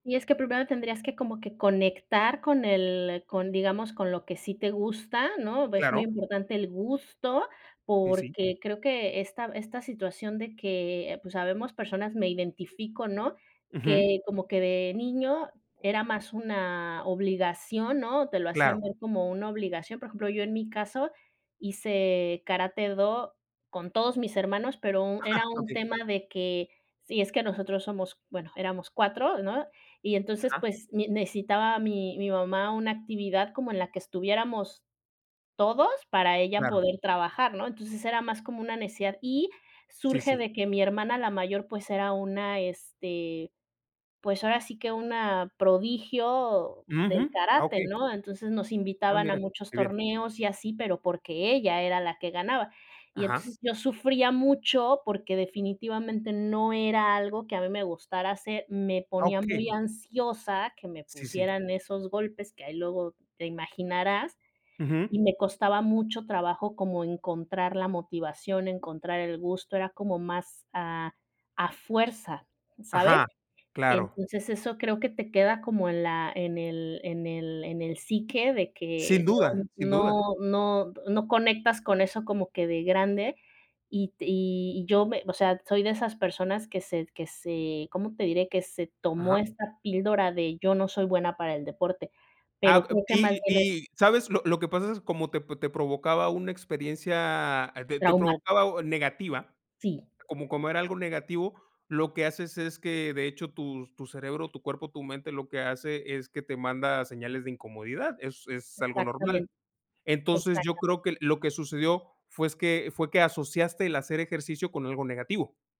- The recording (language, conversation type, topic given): Spanish, unstructured, ¿Qué recomendarías a alguien que quiere empezar a hacer ejercicio?
- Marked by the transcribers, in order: other background noise; chuckle; other noise